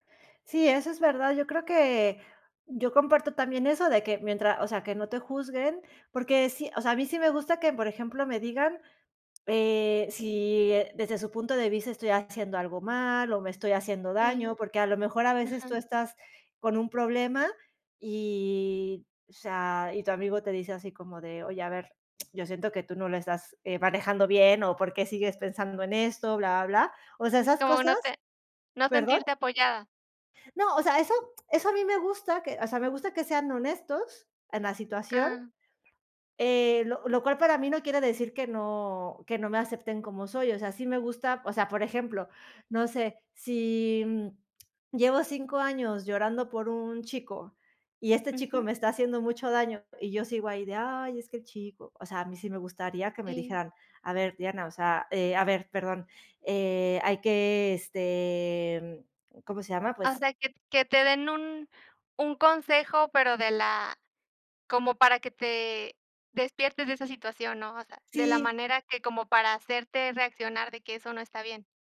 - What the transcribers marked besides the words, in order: other noise; unintelligible speech; drawn out: "este"
- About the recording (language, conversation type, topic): Spanish, unstructured, ¿Cuáles son las cualidades que buscas en un buen amigo?